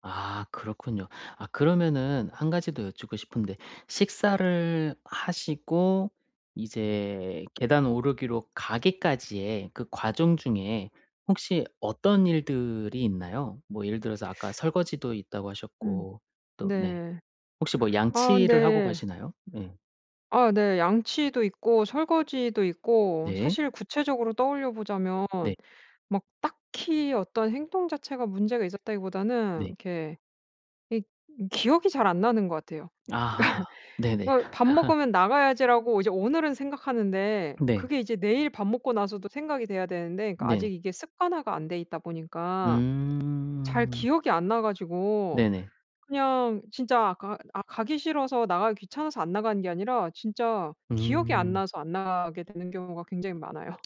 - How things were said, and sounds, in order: tapping; other background noise; laughing while speaking: "그러니까"; laugh; laughing while speaking: "많아요"
- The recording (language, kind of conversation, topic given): Korean, advice, 지속 가능한 자기관리 습관을 만들고 동기를 꾸준히 유지하려면 어떻게 해야 하나요?